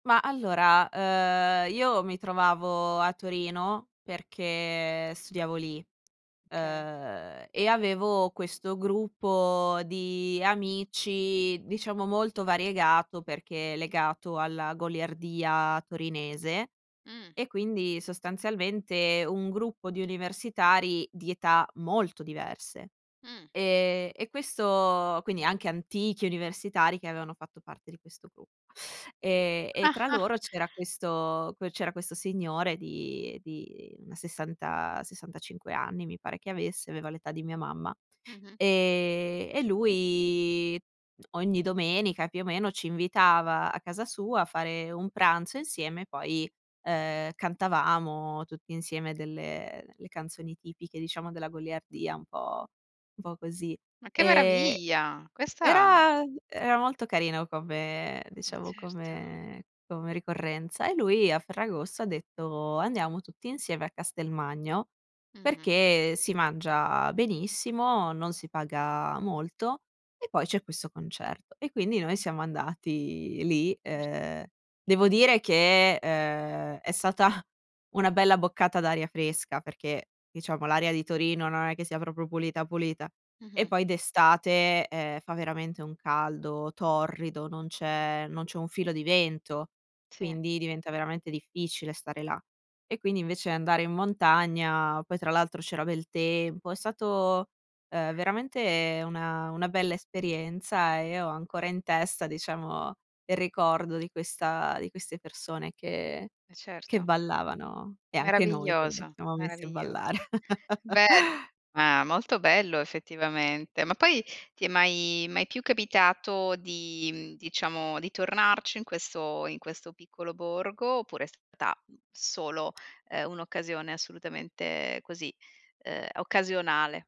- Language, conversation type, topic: Italian, podcast, Raccontami di una volta in cui la musica ha unito la gente
- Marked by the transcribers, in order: stressed: "molto"; other background noise; chuckle; laughing while speaking: "stata"; other animal sound; laughing while speaking: "ballare"; laugh